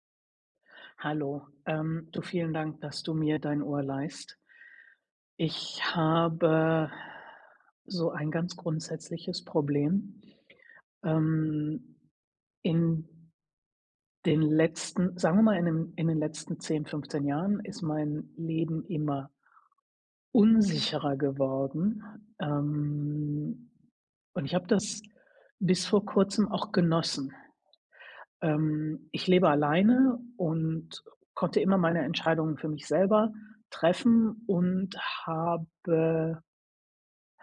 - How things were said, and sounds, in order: none
- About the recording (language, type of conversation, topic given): German, advice, Wie kann ich besser mit der ständigen Unsicherheit in meinem Leben umgehen?